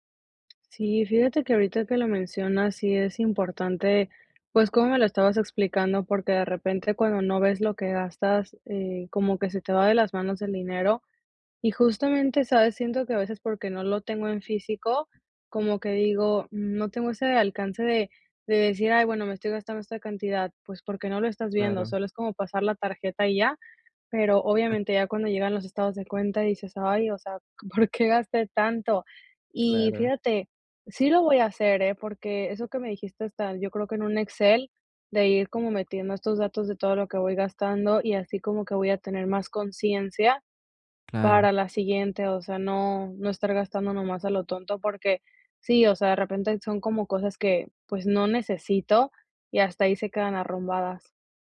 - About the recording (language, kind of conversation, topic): Spanish, advice, ¿Cómo puedo equilibrar mis gastos y mi ahorro cada mes?
- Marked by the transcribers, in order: other background noise; unintelligible speech